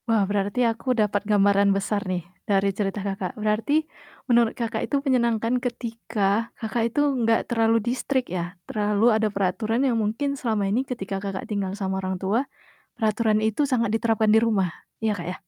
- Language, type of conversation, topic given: Indonesian, podcast, Kapan pertama kali kamu tinggal jauh dari keluarga?
- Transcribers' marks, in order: static; in English: "di-strict"